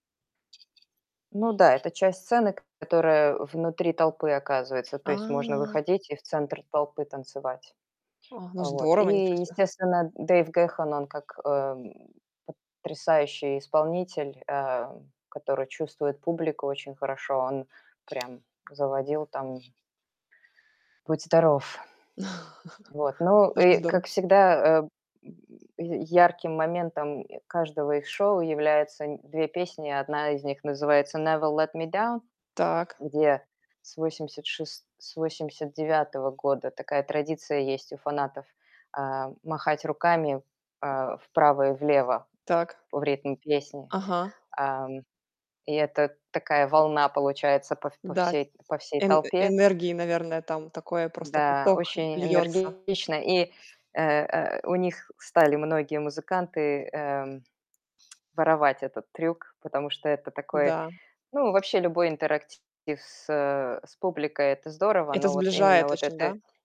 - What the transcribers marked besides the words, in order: other background noise; tapping; laugh; distorted speech
- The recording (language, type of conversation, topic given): Russian, podcast, Какой концерт запомнился тебе сильнее всего?